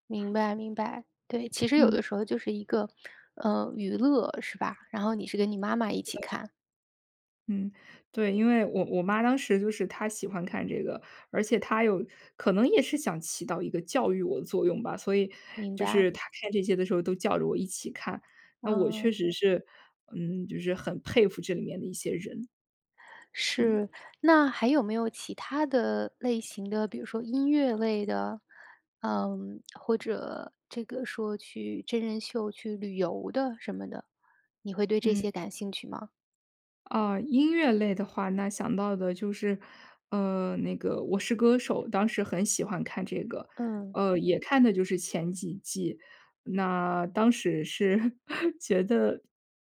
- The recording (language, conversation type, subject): Chinese, podcast, 你小时候最爱看的节目是什么？
- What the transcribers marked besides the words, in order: other background noise; tapping; laughing while speaking: "是觉得"